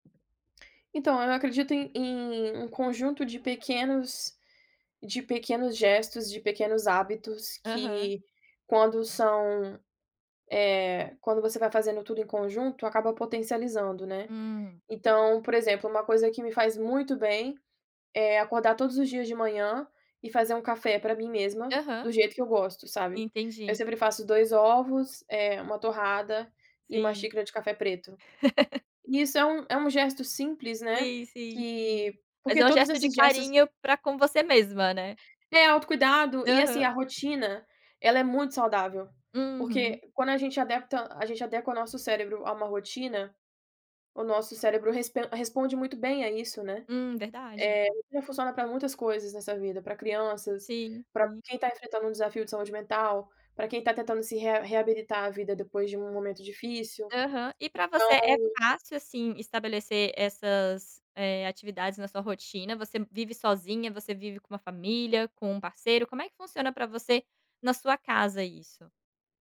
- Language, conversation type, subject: Portuguese, podcast, O que você faz para cuidar da sua saúde mental?
- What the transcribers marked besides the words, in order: tapping; laugh